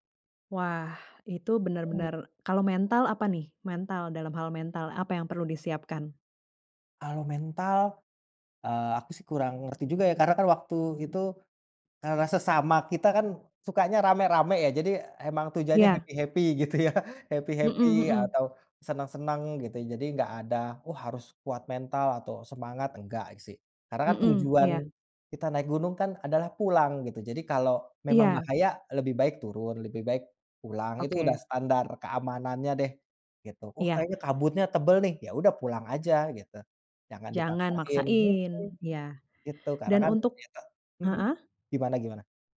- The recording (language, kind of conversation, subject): Indonesian, podcast, Ceritakan pengalaman paling berkesanmu saat berada di alam?
- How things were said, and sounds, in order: in English: "happy-happy"; in English: "happy-happy"